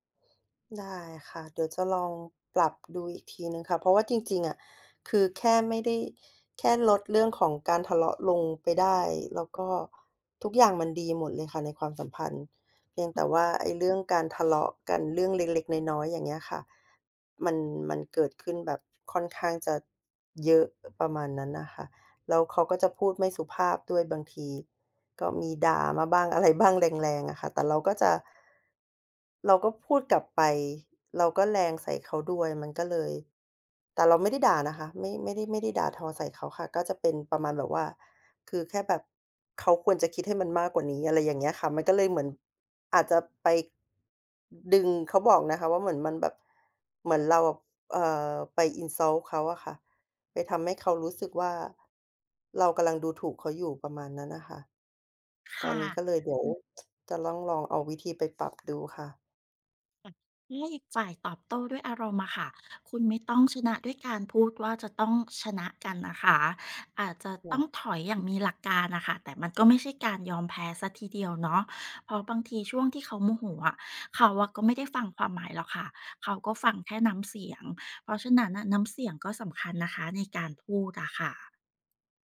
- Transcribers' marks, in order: other background noise; tapping; other noise; laughing while speaking: "อะไรบ้าง"; in English: "insult"; tsk
- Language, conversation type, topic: Thai, advice, คุณทะเลาะกับแฟนบ่อยแค่ไหน และมักเป็นเรื่องอะไร?